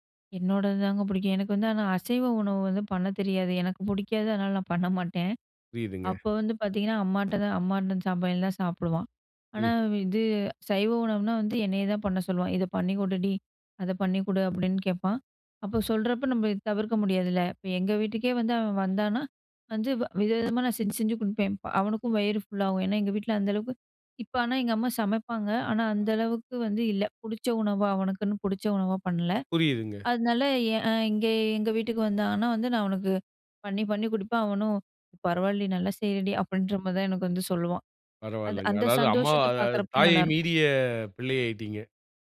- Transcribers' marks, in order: other background noise; other noise; "அம்மாவோட" said as "அம்மான்ட்டன்"
- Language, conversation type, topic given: Tamil, podcast, புதிய விஷயங்கள் கற்றுக்கொள்ள உங்களைத் தூண்டும் காரணம் என்ன?